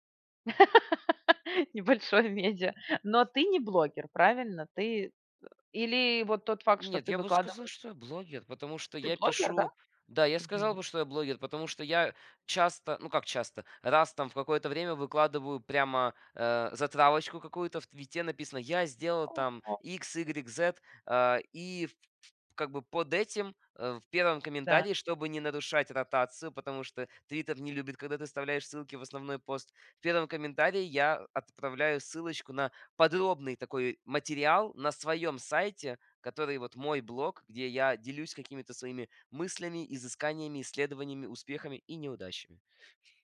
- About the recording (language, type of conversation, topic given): Russian, podcast, Как изменилось наше взаимодействие с медиа с появлением интернета?
- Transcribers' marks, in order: laugh